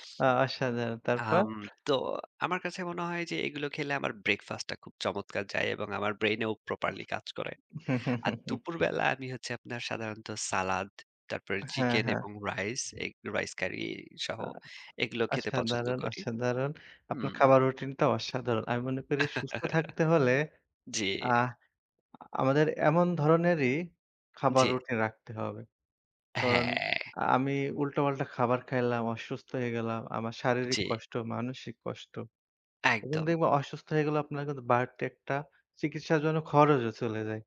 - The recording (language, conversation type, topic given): Bengali, unstructured, শরীর সুস্থ রাখতে আপনার মতে কোন ধরনের খাবার সবচেয়ে বেশি প্রয়োজন?
- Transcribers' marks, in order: in English: "breakfast"; chuckle; in English: "properly"; other background noise; laugh; "কারণ" said as "কন"; drawn out: "হ্যাঁ"